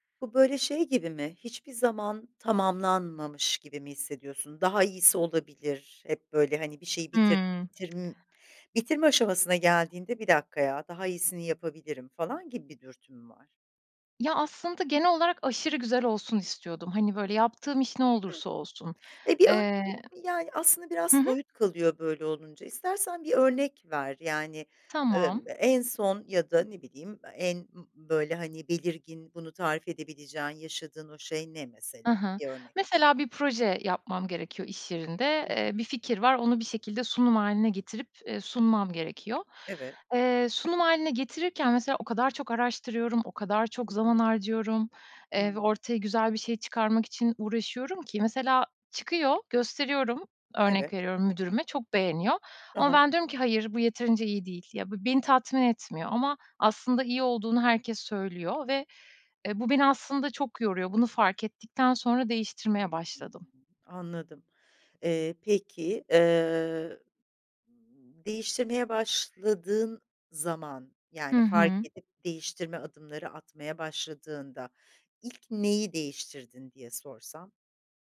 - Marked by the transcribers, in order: other background noise; tapping; unintelligible speech; other noise
- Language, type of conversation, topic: Turkish, podcast, Stres ve tükenmişlikle nasıl başa çıkıyorsun?